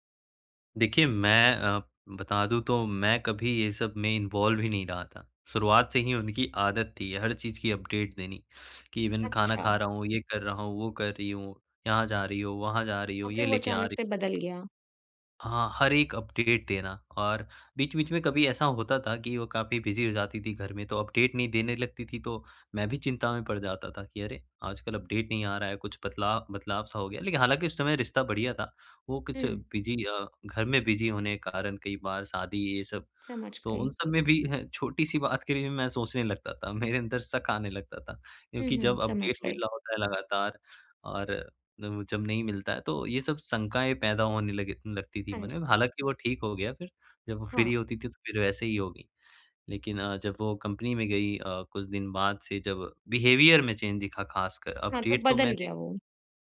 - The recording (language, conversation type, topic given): Hindi, advice, पिछले रिश्ते का दर्द वर्तमान रिश्ते में आना
- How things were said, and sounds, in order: in English: "इन्वॉल्व"; in English: "अपडेट"; in English: "इवेन"; in English: "अपडेट"; in English: "बिज़ी"; in English: "अपडेट"; in English: "अपडेट"; in English: "बिज़ी"; in English: "बिज़ी"; chuckle; laughing while speaking: "मेरे अंदर शक"; in English: "अपडेट"; in English: "फ्री"; in English: "बिहेवियर"; in English: "चेंज"; in English: "अपडेट"